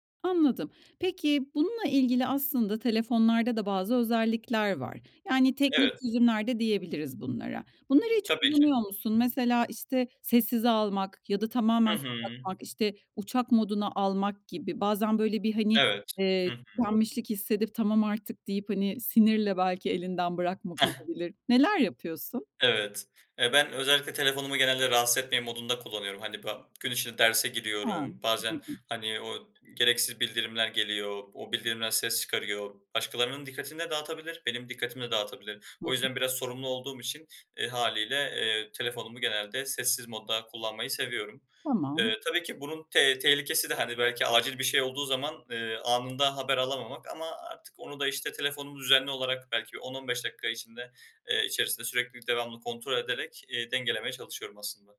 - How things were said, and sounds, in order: other background noise; other noise; tapping
- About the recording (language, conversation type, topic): Turkish, podcast, Dijital dikkat dağıtıcılarla başa çıkmak için hangi pratik yöntemleri kullanıyorsun?